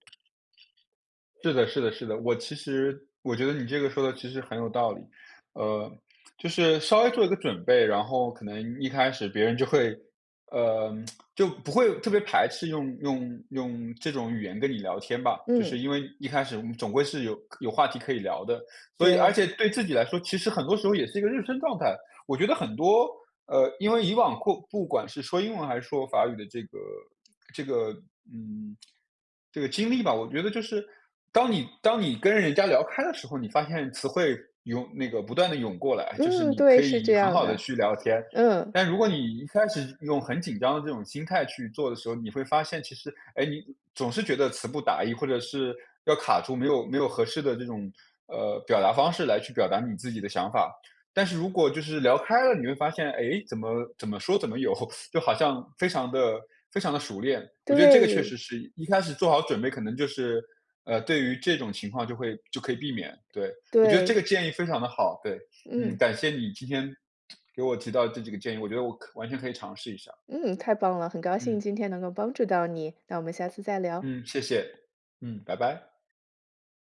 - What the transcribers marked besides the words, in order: other background noise; tsk; laugh; lip smack
- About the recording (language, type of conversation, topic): Chinese, advice, 在新城市里我该怎么建立自己的社交圈？